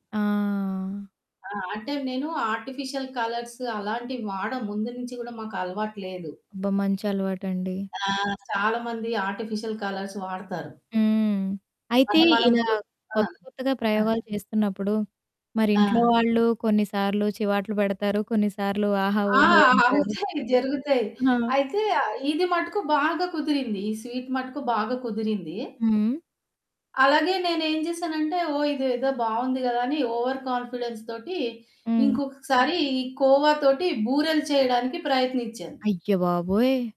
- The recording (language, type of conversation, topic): Telugu, podcast, పండుగల సమయంలో మీరు కొత్త వంటకాలు ఎప్పుడైనా ప్రయత్నిస్తారా?
- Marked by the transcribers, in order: static; in English: "ఆర్టిఫిషియల్"; in English: "ఆర్టిఫిషియల్ కలర్స్"; in English: "ఓవర్ కాన్ఫిడెన్స్‌తోటి"